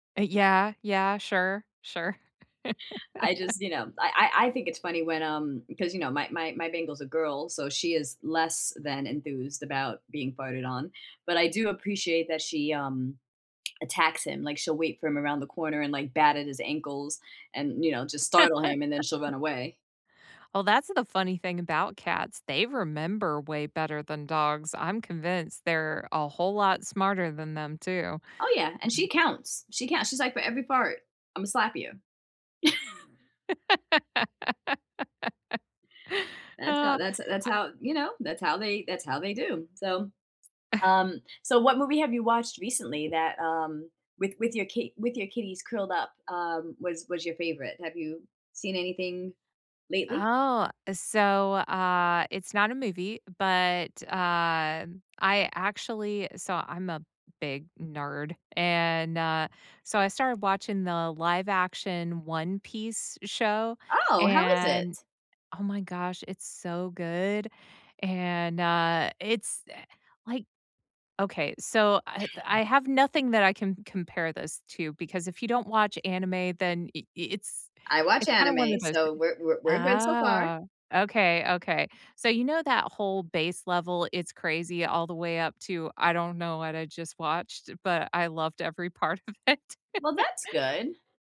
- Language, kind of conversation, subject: English, unstructured, Do you feel happiest watching movies in a lively movie theater at night or during a cozy couch ritual at home, and why?
- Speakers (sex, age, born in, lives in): female, 35-39, United States, United States; female, 40-44, Philippines, United States
- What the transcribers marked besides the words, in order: laugh; lip smack; laugh; other background noise; laugh; chuckle; chuckle; drawn out: "ah"; laughing while speaking: "every part of it"; laugh